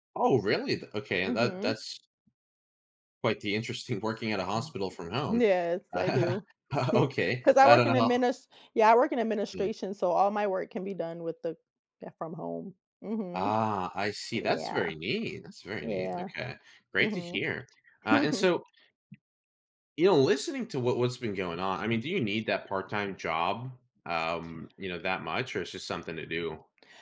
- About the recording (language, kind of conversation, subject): English, advice, How can I reduce daily stress with brief routines?
- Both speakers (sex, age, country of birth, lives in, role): female, 50-54, United States, United States, user; male, 20-24, United States, United States, advisor
- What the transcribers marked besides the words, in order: tapping; other background noise; chuckle; chuckle